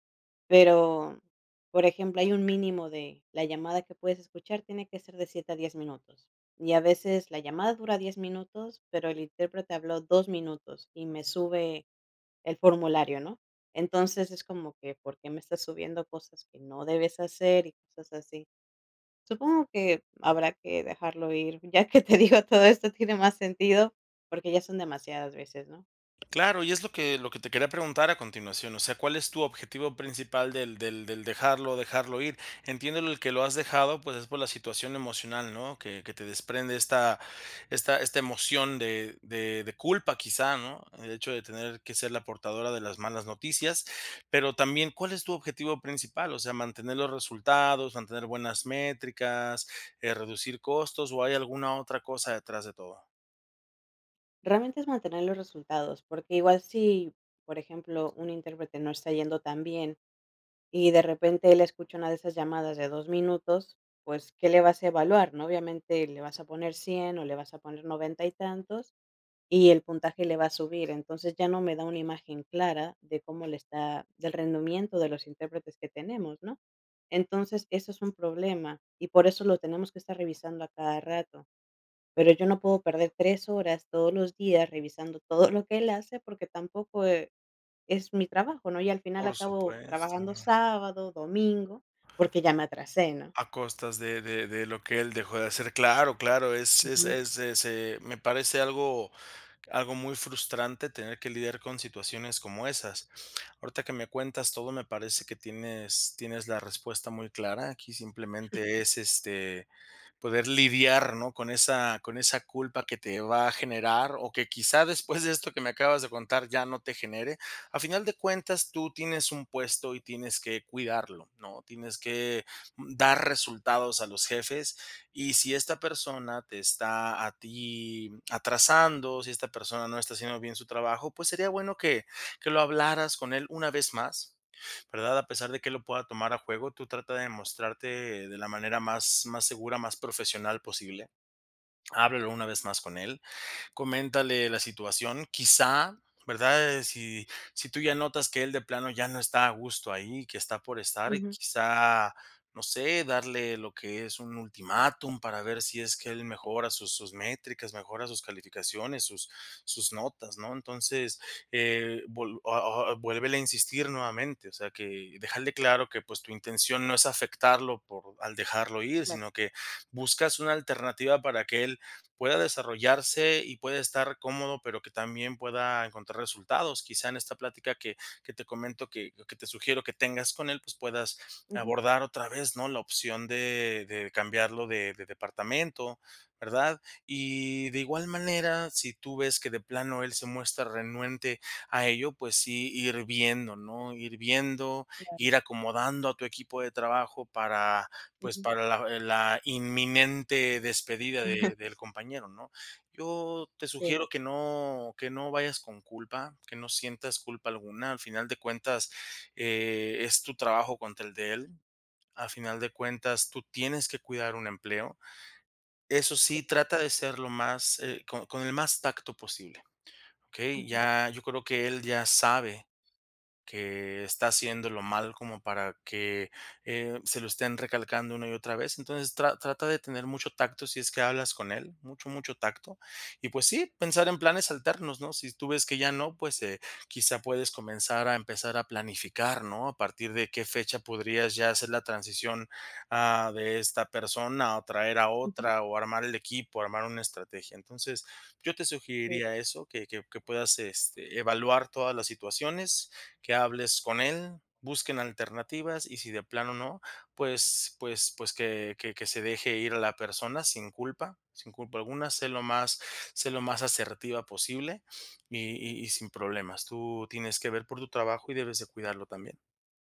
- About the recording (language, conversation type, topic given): Spanish, advice, ¿Cómo puedo decidir si despedir o retener a un empleado clave?
- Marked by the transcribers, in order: laughing while speaking: "ya que te digo"; tapping; laughing while speaking: "todo"; chuckle; laughing while speaking: "después"; chuckle; unintelligible speech